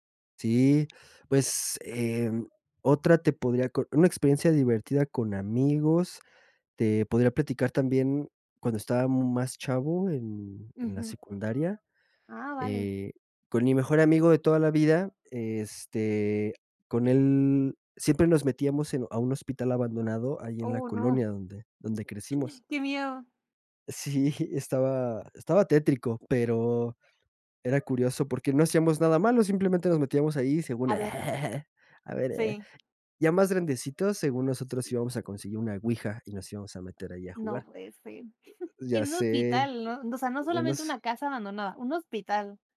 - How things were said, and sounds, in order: gasp; chuckle; other noise; other background noise; chuckle
- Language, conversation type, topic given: Spanish, podcast, ¿Cuál ha sido tu experiencia más divertida con tus amigos?
- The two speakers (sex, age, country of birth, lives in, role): female, 25-29, Mexico, Mexico, host; male, 30-34, Mexico, Mexico, guest